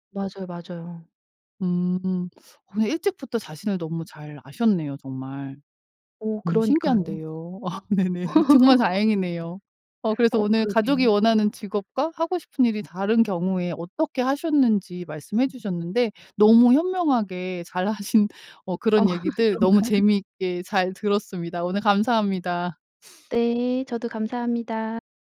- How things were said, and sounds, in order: laughing while speaking: "아 네네"; tapping; laugh; other background noise; laughing while speaking: "하신"; laughing while speaking: "어 그런가요?"
- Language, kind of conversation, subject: Korean, podcast, 가족이 원하는 직업과 내가 하고 싶은 일이 다를 때 어떻게 해야 할까?